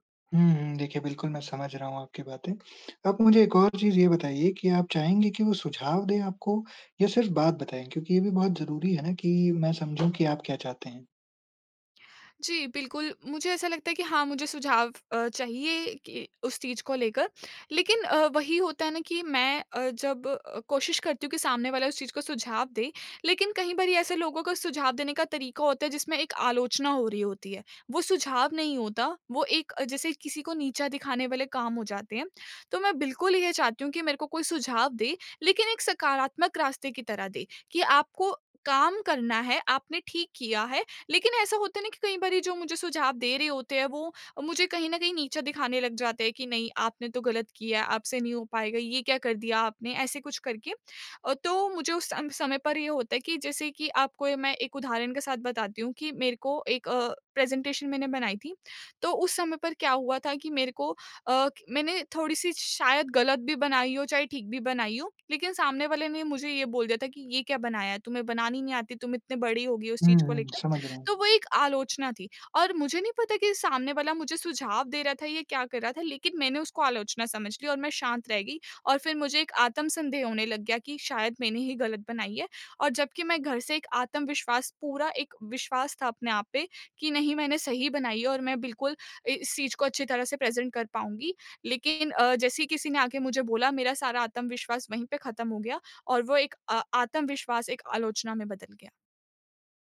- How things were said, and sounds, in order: other background noise; in English: "प्रेज़ेंटेशन"; in English: "प्रेज़ेंट"
- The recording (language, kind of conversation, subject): Hindi, advice, मैं शांत रहकर आलोचना कैसे सुनूँ और बचाव करने से कैसे बचूँ?